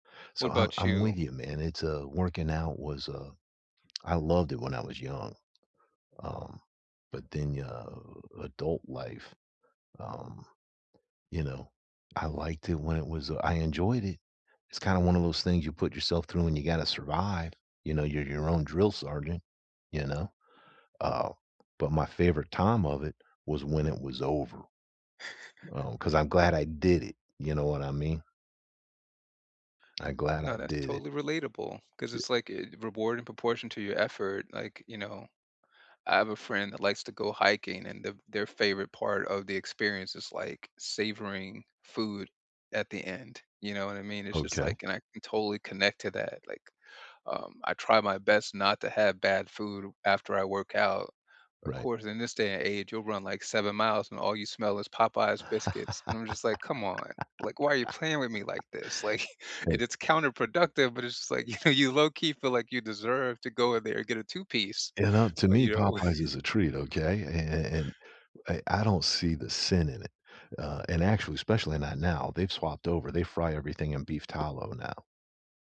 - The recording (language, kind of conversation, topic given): English, unstructured, Can you share a habit that boosts your happiness?
- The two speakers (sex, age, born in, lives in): male, 45-49, United States, United States; male, 60-64, United States, United States
- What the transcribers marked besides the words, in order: lip smack; tapping; chuckle; laugh; laughing while speaking: "like"; other background noise; laughing while speaking: "you know"; laugh